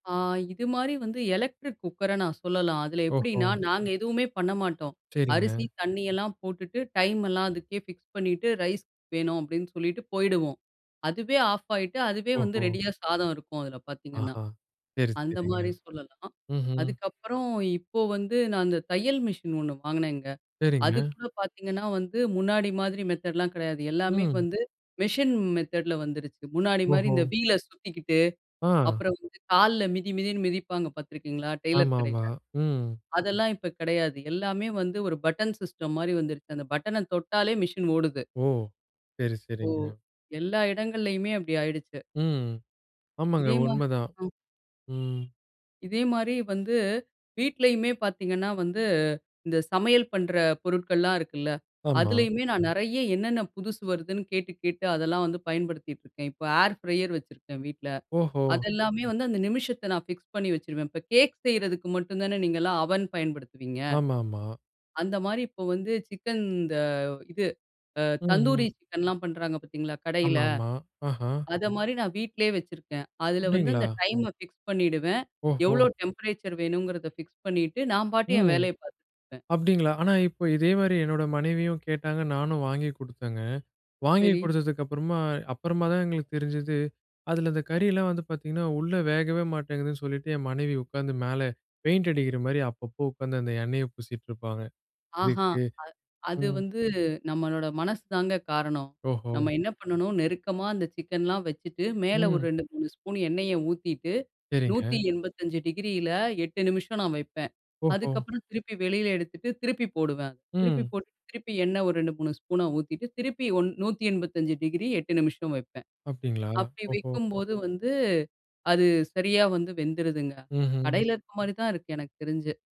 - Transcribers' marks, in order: drawn out: "ஆ"; other background noise; tapping; in English: "ஃபிக்ஸ்"; in English: "ரைஸ்"; horn; in English: "மெத்தட்லாம்"; in English: "மெஷின் மெத்தட்ல"; in English: "வீல்"; in English: "டெய்லர்"; in English: "பட்டன் சிஸ்டம்"; background speech; in English: "ஏர் ஃப்ரையர்"; in English: "ஃபிக்ஸ்"; drawn out: "ம்"; in English: "ஃபிக்ஸ்"; in English: "டெம்பரேச்சர்"; in English: "ஃபிக்ஸ்"; other noise
- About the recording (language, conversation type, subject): Tamil, podcast, ஸ்மார்ட் சாதனங்கள் நமக்கு என்ன நன்மைகளை தரும்?